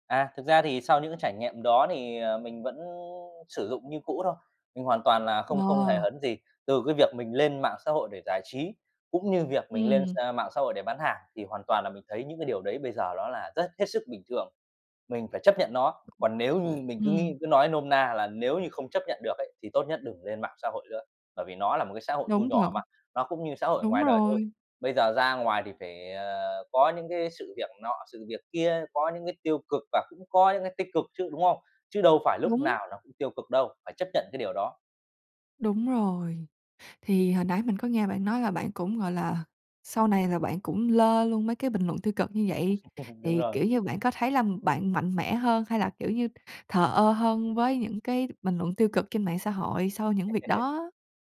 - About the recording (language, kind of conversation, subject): Vietnamese, podcast, Hãy kể một lần bạn đã xử lý bình luận tiêu cực trên mạng như thế nào?
- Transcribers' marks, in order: tapping; other background noise; "nữa" said as "lữa"; chuckle; chuckle